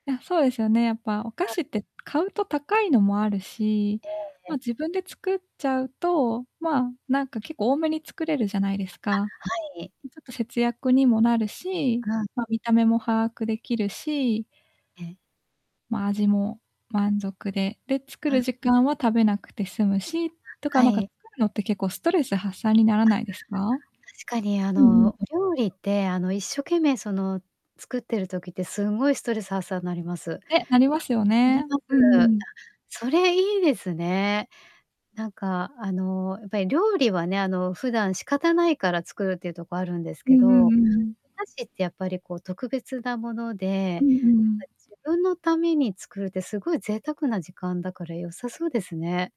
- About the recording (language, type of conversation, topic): Japanese, advice, ストレスを感じると、過食したり甘い物に頼ったりしてしまうのはどんな時ですか？
- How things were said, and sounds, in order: distorted speech; static